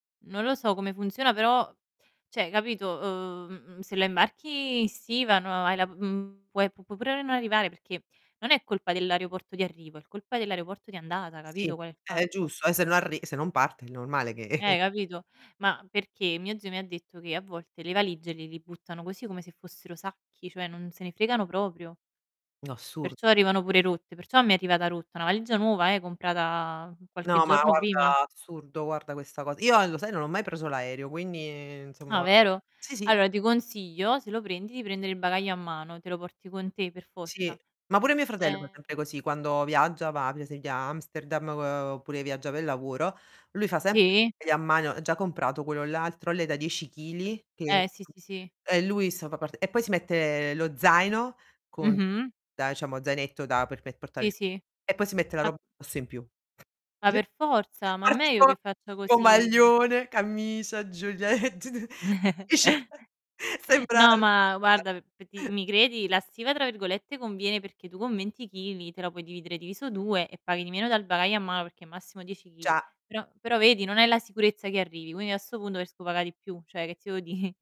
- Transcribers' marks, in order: "cioè" said as "ceh"; distorted speech; laughing while speaking: "che"; tapping; unintelligible speech; other background noise; unintelligible speech; chuckle; laughing while speaking: "giule t t"; unintelligible speech; chuckle; unintelligible speech; "punto" said as "pundo"; "preferisco" said as "prerisco"; "cioè" said as "ceh"; laughing while speaking: "dì?"
- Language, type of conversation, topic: Italian, unstructured, Qual è la cosa più strana che ti è successa durante un viaggio?